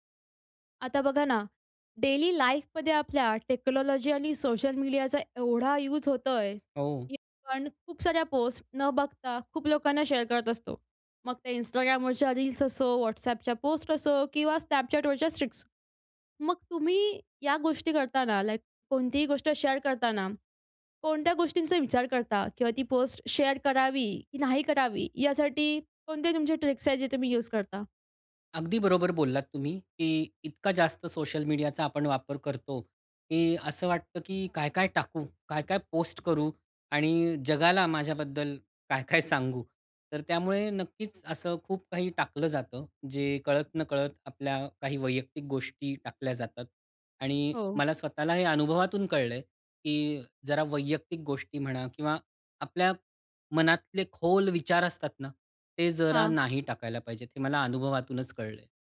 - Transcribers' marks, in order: in English: "डेली लाईफमध्ये"; in English: "टेक्नॉलॉजी"; in English: "शेअर"; in English: "स्ट्रीक्स"; in English: "शेअर"; in English: "शेअर"; in English: "ट्रिक्स"; laughing while speaking: "काय-काय"
- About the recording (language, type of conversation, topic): Marathi, podcast, सोशल मीडियावर काय शेअर करावं आणि काय टाळावं, हे तुम्ही कसं ठरवता?